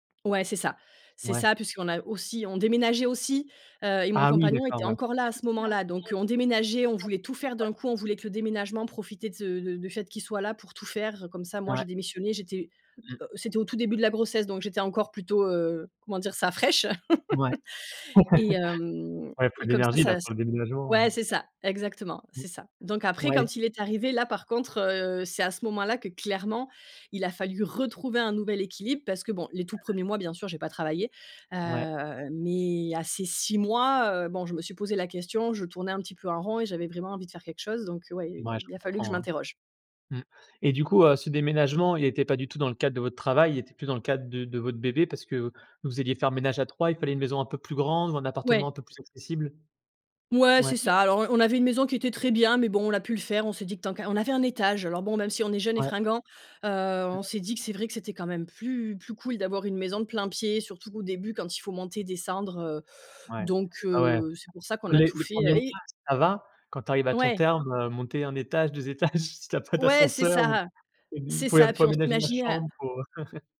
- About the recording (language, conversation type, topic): French, podcast, Comment as-tu trouvé un équilibre entre ta vie professionnelle et ta vie personnelle après un changement ?
- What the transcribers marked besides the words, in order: background speech; other background noise; tapping; laugh; stressed: "retrouver"; laughing while speaking: "étages, si tu as pas d'ascenseur"; unintelligible speech; chuckle